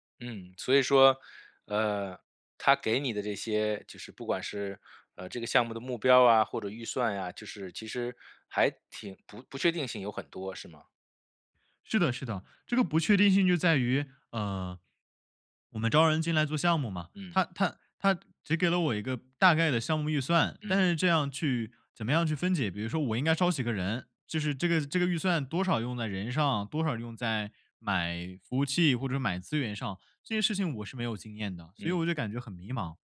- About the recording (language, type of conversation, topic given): Chinese, advice, 在资金有限的情况下，我该如何确定资源分配的优先级？
- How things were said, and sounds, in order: none